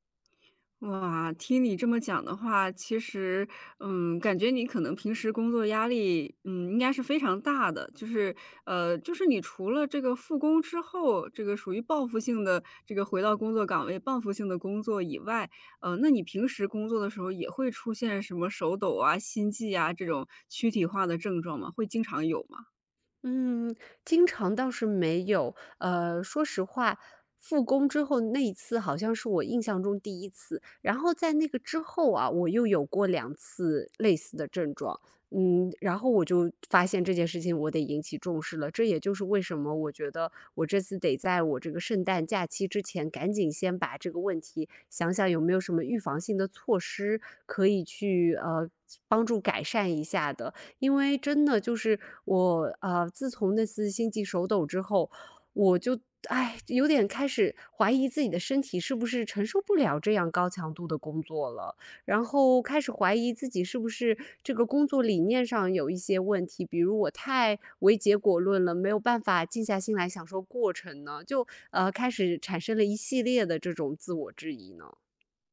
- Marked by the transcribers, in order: none
- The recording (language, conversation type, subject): Chinese, advice, 为什么我复工后很快又会回到过度工作模式？